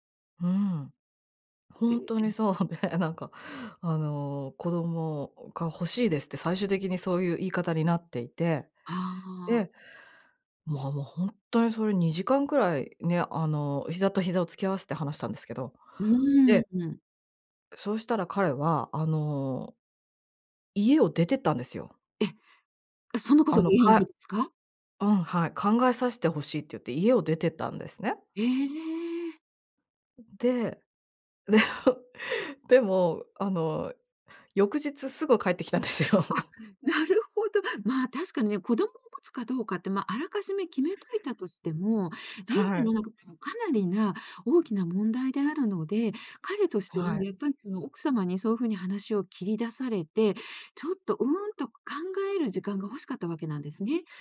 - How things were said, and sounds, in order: unintelligible speech; other background noise; chuckle; laughing while speaking: "でも"; laughing while speaking: "帰ってきたんですよ"
- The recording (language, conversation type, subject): Japanese, podcast, 子どもを持つか迷ったとき、どう考えた？